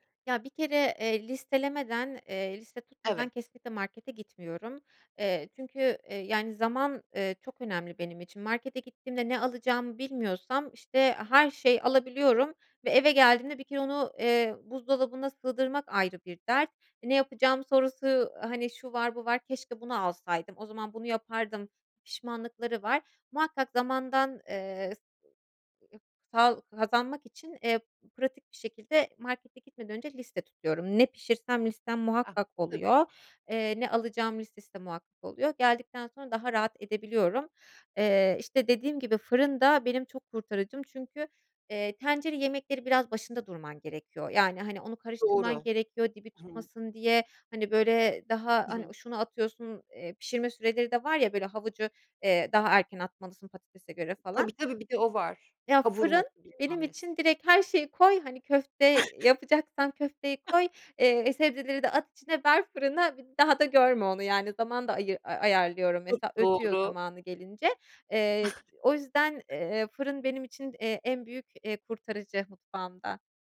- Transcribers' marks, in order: tapping; unintelligible speech; other background noise; chuckle; other noise; chuckle
- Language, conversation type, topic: Turkish, podcast, Evde pratik ve sağlıklı yemekleri nasıl hazırlayabilirsiniz?